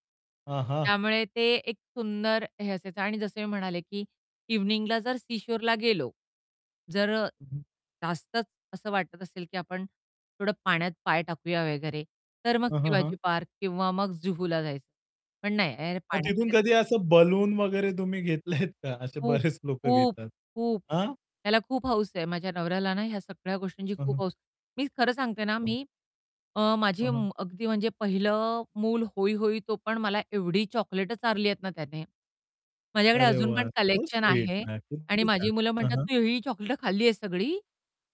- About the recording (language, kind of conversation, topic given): Marathi, podcast, सुट्टीचा दिवस तुम्हाला कसा घालवायला आवडतो?
- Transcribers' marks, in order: static; distorted speech; laughing while speaking: "घेतलेत का?"; laughing while speaking: "बरेच"; in English: "सो स्वीट"; unintelligible speech